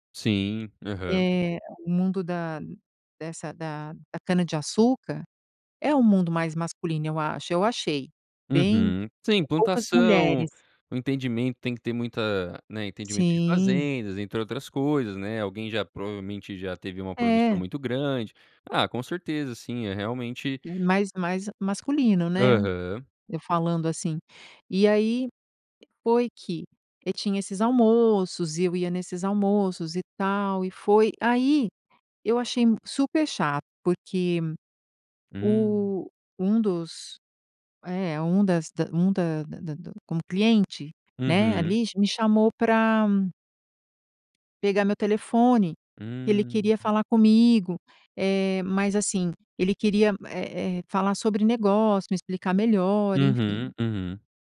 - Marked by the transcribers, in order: tapping
- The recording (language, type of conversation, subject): Portuguese, podcast, Como foi seu primeiro emprego e o que você aprendeu nele?